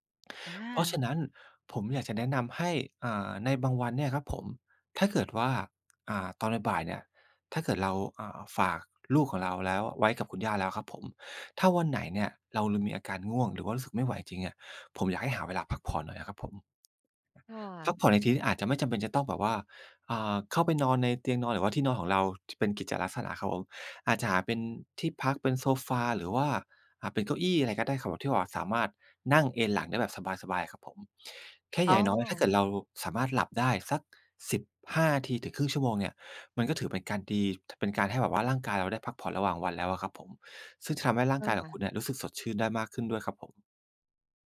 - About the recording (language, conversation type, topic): Thai, advice, ฉันรู้สึกเหนื่อยล้าทั้งร่างกายและจิตใจ ควรคลายความเครียดอย่างไร?
- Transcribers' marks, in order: other background noise; tapping